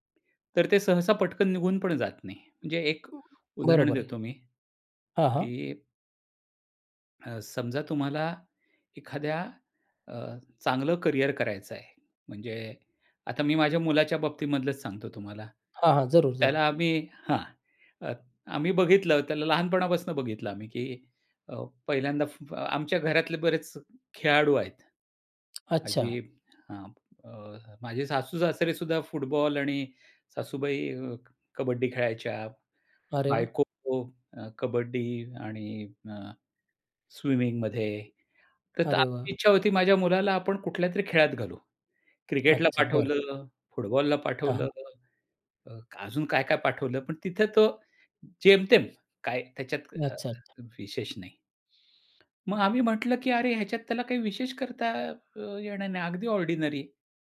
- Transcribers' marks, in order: other background noise; tapping; in English: "ऑर्डिनेरी"
- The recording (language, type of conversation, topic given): Marathi, podcast, थोडा त्याग करून मोठा फायदा मिळवायचा की लगेच फायदा घ्यायचा?